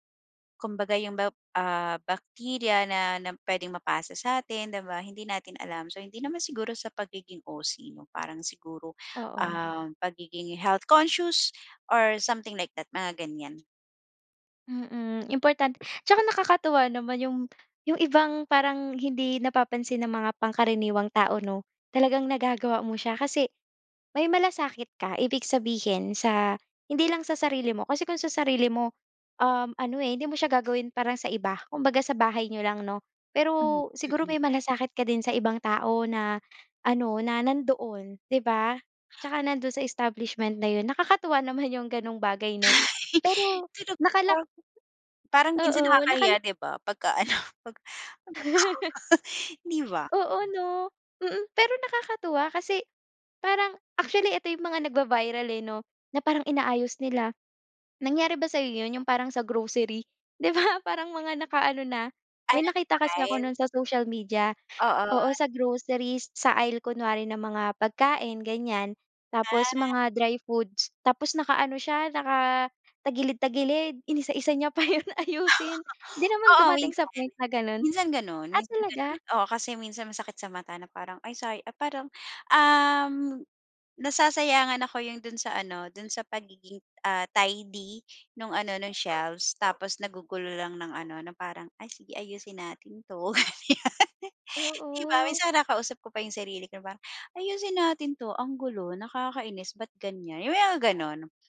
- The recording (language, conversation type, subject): Filipino, podcast, Paano mo inaayos ang maliit na espasyo para mas kumportable?
- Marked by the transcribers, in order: gasp; in English: "health conscious or something like that"; laugh; unintelligible speech; laughing while speaking: "Pagka-ano"; laugh; laughing while speaking: "'di ba?"; in English: "aisle"; laughing while speaking: "niya pa 'yon ayusin"; chuckle; in English: "tidy"; dog barking; laughing while speaking: "ganyan"